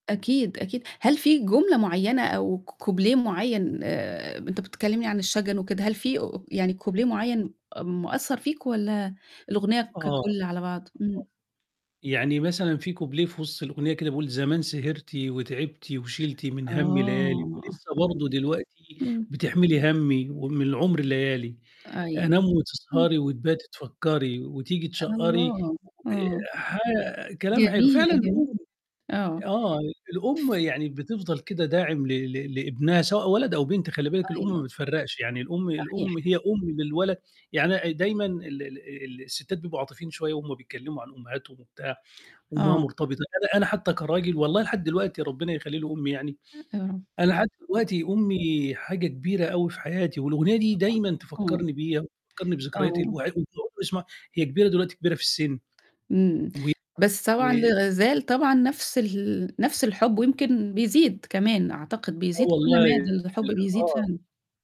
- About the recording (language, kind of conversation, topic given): Arabic, podcast, إيه الأغنية اللي أول ما تسمعها بتفكّرك بأمك أو أبوك؟
- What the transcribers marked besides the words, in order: in English: "كوبليه"; in English: "كوبليه"; unintelligible speech; static; other background noise; tapping; other noise; unintelligible speech; unintelligible speech; distorted speech